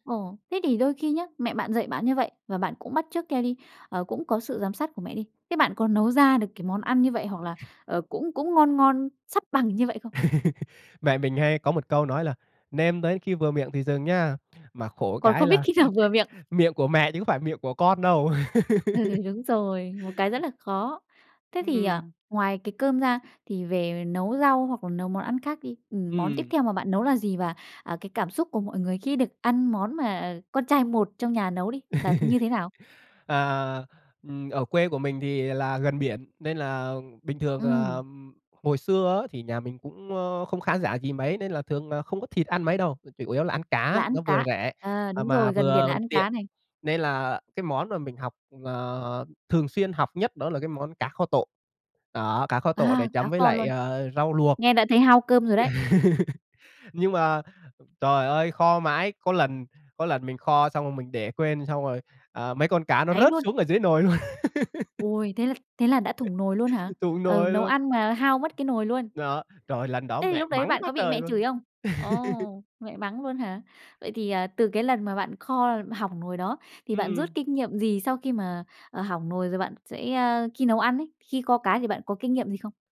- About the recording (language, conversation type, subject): Vietnamese, podcast, Gia đình bạn truyền bí quyết nấu ăn cho con cháu như thế nào?
- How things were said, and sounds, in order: other background noise; laugh; laugh; tapping; laugh; laugh; laugh; laugh